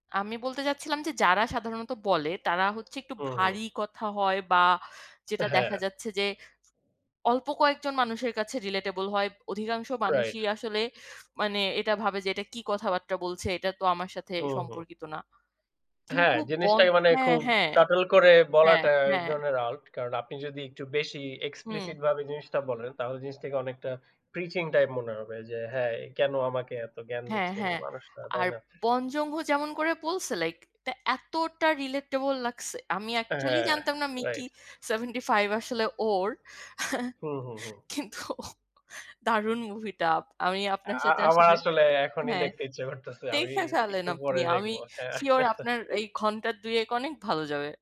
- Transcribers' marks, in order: other background noise; laughing while speaking: "কিন্তু দারুন মুভিটা। আমি আপনার সাথে আসলে"; tapping; laugh
- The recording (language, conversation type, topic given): Bengali, unstructured, কোন ধরনের সিনেমা দেখলে আপনি সবচেয়ে বেশি আনন্দ পান?
- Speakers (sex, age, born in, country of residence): female, 25-29, Bangladesh, Bangladesh; male, 25-29, Bangladesh, Bangladesh